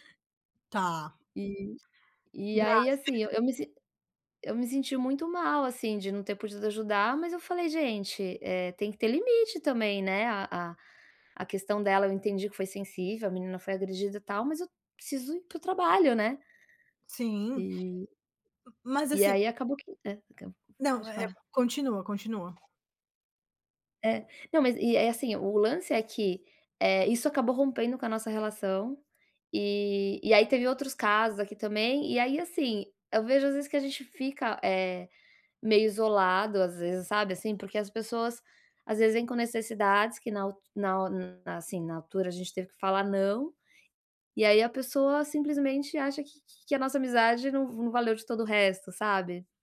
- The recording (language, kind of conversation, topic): Portuguese, advice, Como posso estabelecer limites sem magoar um amigo que está passando por dificuldades?
- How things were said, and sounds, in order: tapping; chuckle; other background noise; unintelligible speech